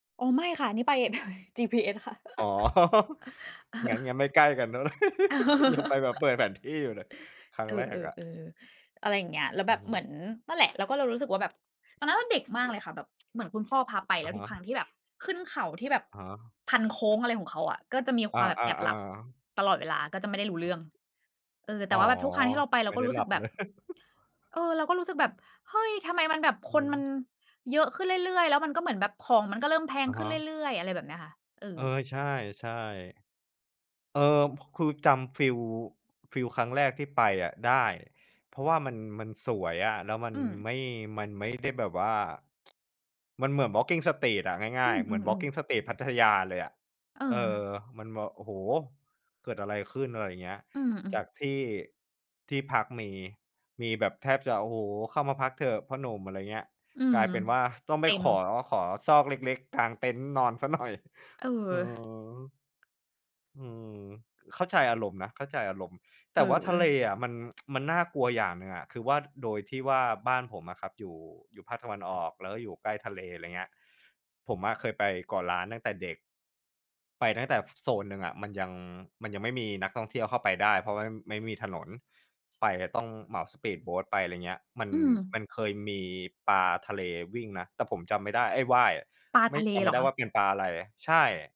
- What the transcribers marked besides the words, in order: laughing while speaking: "อ๋อ"; laugh; tapping; laugh; chuckle; tsk; tsk
- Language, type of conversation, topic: Thai, unstructured, สถานที่ไหนที่คุณอยากกลับไปอีกครั้ง และเพราะอะไร?